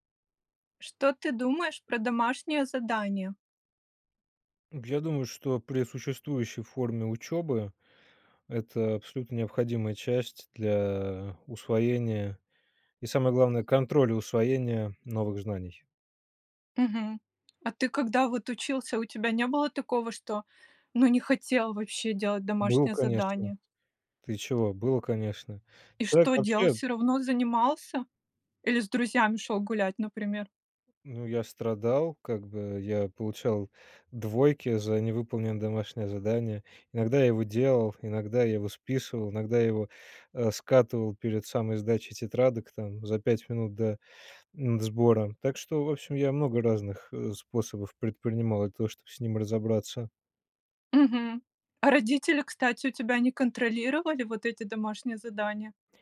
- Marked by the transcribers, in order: other background noise
- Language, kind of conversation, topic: Russian, podcast, Что вы думаете о домашних заданиях?